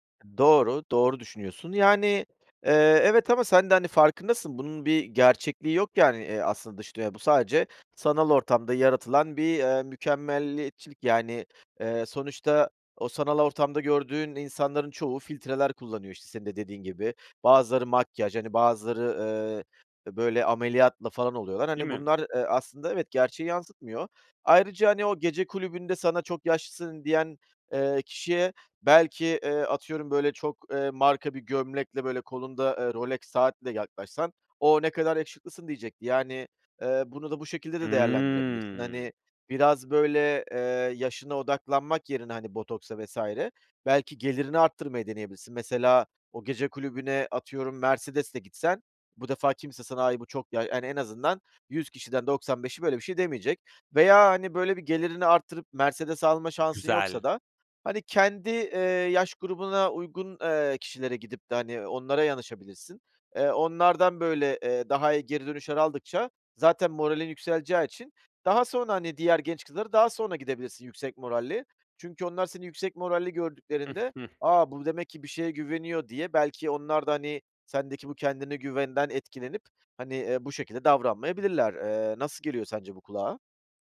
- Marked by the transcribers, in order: drawn out: "Hımm"; giggle
- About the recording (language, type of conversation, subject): Turkish, advice, Dış görünüşün ve beden imajınla ilgili hissettiğin baskı hakkında neler hissediyorsun?